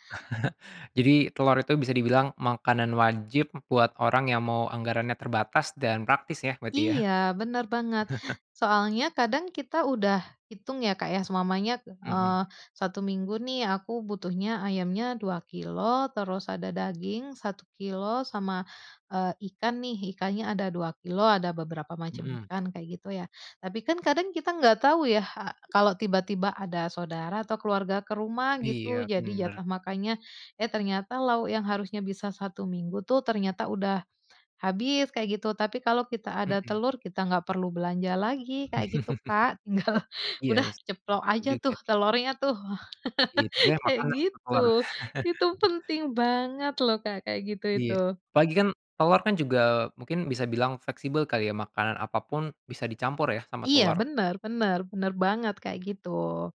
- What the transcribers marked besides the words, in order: chuckle; chuckle; "seumpamanya" said as "sumamanya"; laugh; laughing while speaking: "tinggal"; laugh; unintelligible speech; laugh
- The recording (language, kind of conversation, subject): Indonesian, podcast, Apa tips praktis untuk memasak dengan anggaran terbatas?